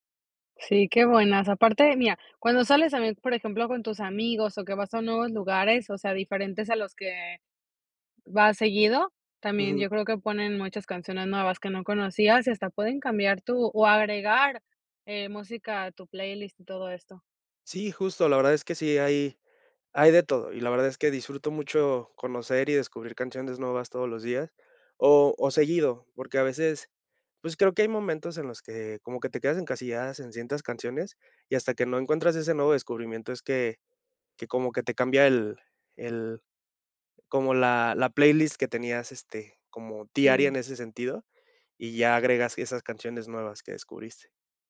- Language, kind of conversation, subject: Spanish, podcast, ¿Cómo descubres música nueva hoy en día?
- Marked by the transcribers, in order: none